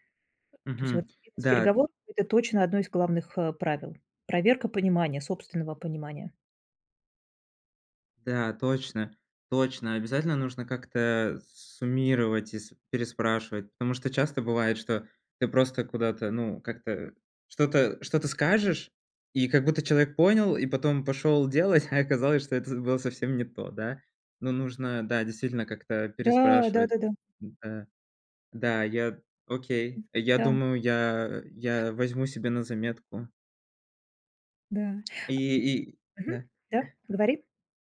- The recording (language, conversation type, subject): Russian, advice, Как мне ясно и кратко объяснять сложные идеи в группе?
- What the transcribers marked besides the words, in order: other noise